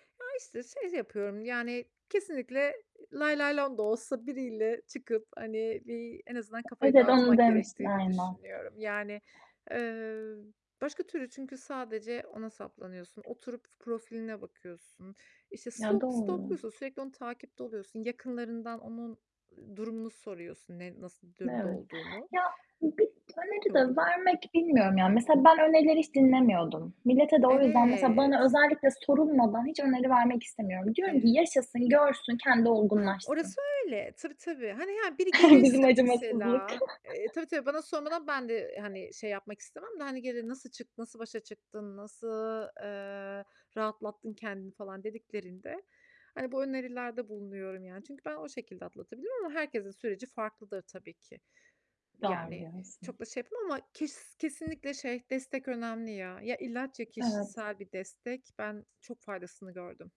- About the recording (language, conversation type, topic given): Turkish, unstructured, Geçmişte sizi üzen bir olayı nasıl atlattınız?
- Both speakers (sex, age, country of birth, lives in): female, 30-34, Turkey, Spain; female, 35-39, Turkey, Austria
- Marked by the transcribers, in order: tapping; other background noise; distorted speech; in English: "stalk stalk'luyorsun"; chuckle; chuckle